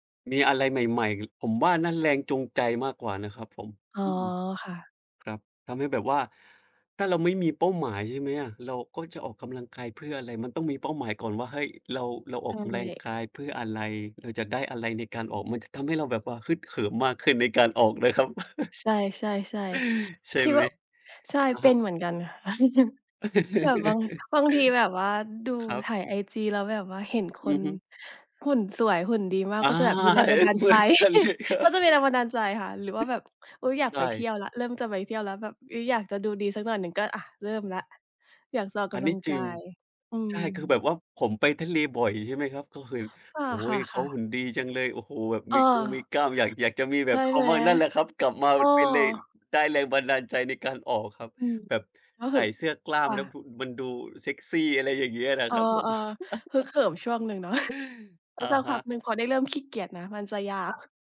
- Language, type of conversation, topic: Thai, unstructured, คุณเคยเลิกออกกำลังกายเพราะรู้สึกเหนื่อยหรือเบื่อไหม?
- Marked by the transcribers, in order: tapping; "ฮึกเหิม" said as "ฮึดเหิม"; chuckle; chuckle; chuckle; laughing while speaking: "เหย เหมือนกันเลยครับ"; chuckle; laughing while speaking: "เนาะ"; giggle